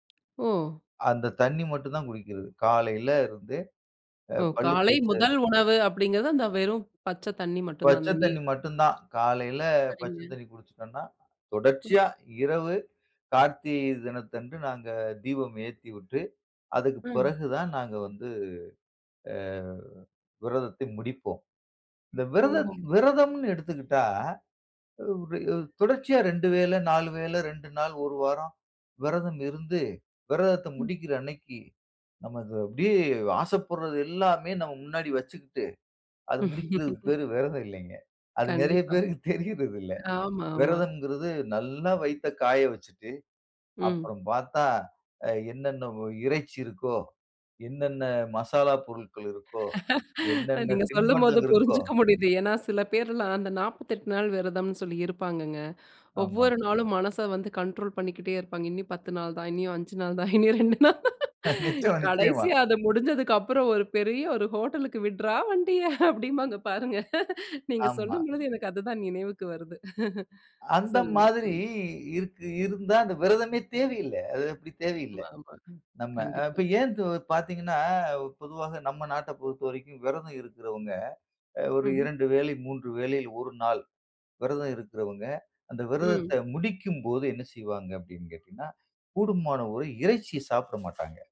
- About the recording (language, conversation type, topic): Tamil, podcast, விரதம் முடித்த பிறகு சாப்பிடும் முறையைப் பற்றி பேசுவீர்களா?
- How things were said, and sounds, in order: laugh; laugh; laughing while speaking: "நிச்சயம், நிச்சயமா"; laugh; laughing while speaking: "விட்ரா வண்டிய, அப்படிம்பாங்க பாருங்க"; laugh; other background noise